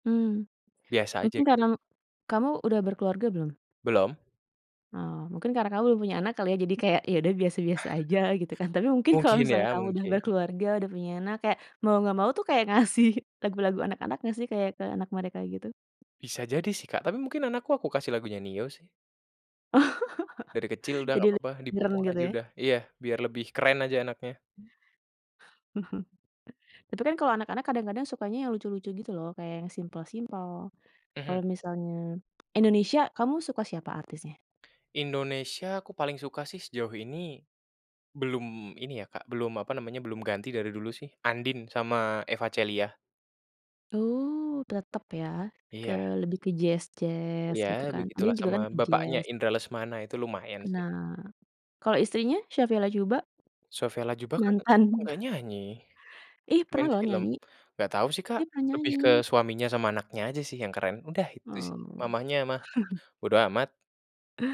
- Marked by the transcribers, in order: chuckle; laughing while speaking: "ngasih"; tapping; laughing while speaking: "Oh"; chuckle; chuckle; other background noise; laughing while speaking: "Mantan"; chuckle
- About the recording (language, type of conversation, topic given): Indonesian, podcast, Menurutmu, kenapa ada lagu tertentu yang bisa terus terngiang di kepala?